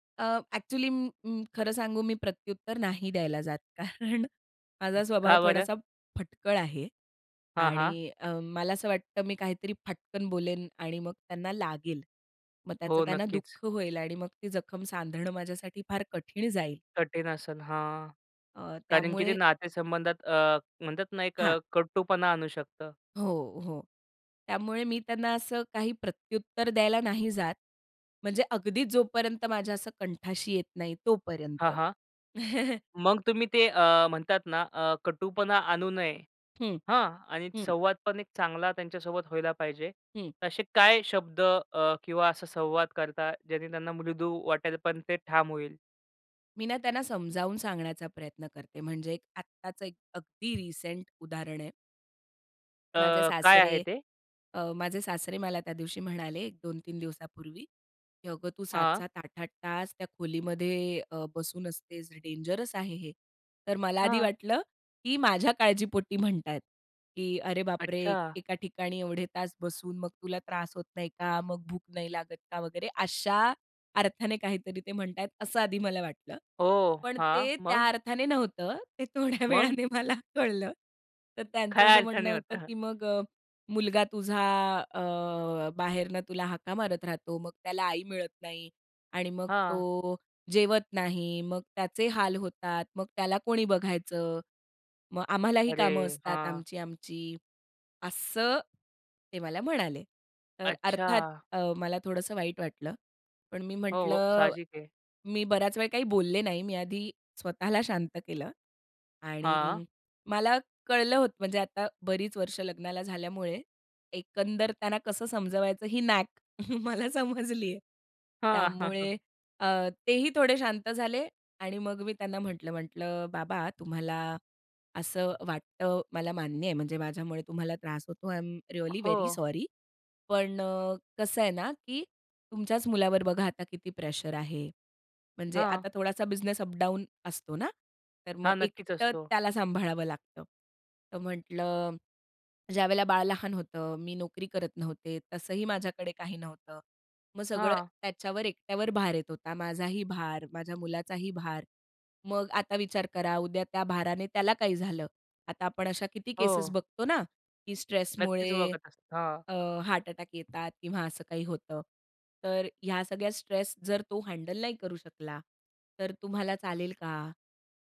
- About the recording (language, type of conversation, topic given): Marathi, podcast, सासरकडील अपेक्षा कशा हाताळाल?
- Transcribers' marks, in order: laughing while speaking: "कारण"; other background noise; other noise; chuckle; tapping; in English: "डेंजरस"; surprised: "मग?"; laughing while speaking: "थोड्या वेळाने मला कळलं"; laughing while speaking: "काय अडचणी होत्या?"; in English: "नॅक"; chuckle; laughing while speaking: "मला समजली आहे"; chuckle; in English: "आय एम रिअली वेरी सॉरी"